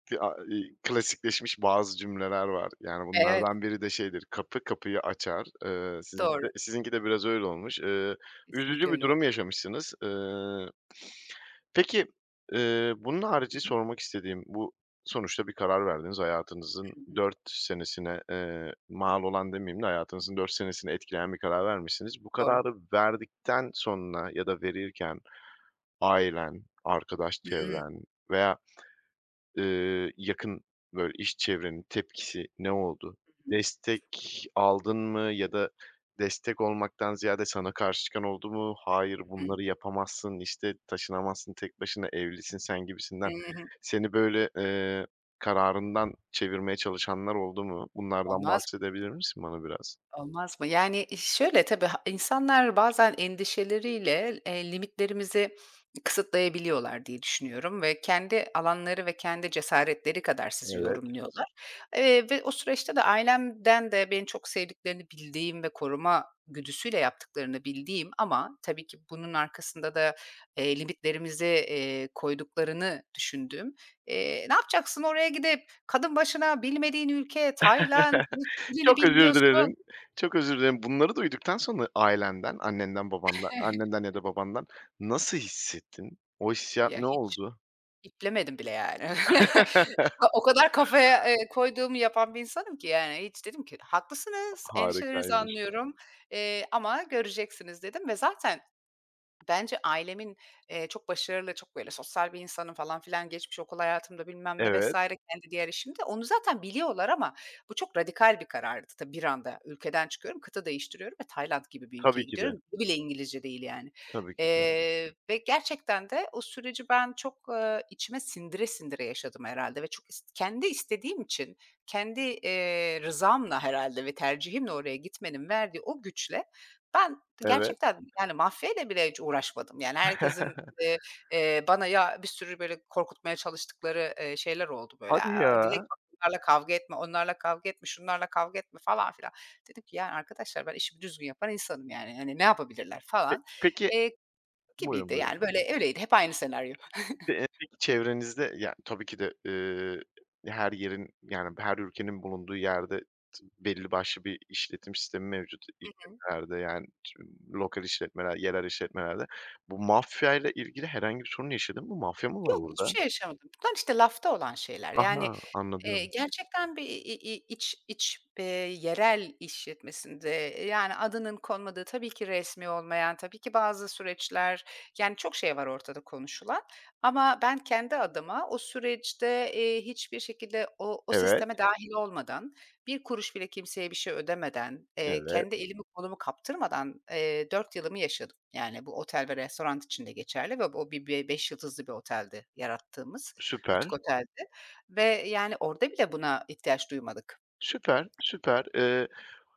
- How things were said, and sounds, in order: other background noise; tapping; put-on voice: "Ne yapacaksın oraya gidip? Kadın başına bilmediğin ülke, Tayland, hiç dilini bilmiyorsun"; chuckle; chuckle; chuckle; chuckle; giggle; "restoran" said as "restorant"
- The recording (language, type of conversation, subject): Turkish, podcast, Hayatını değiştiren karar hangisiydi?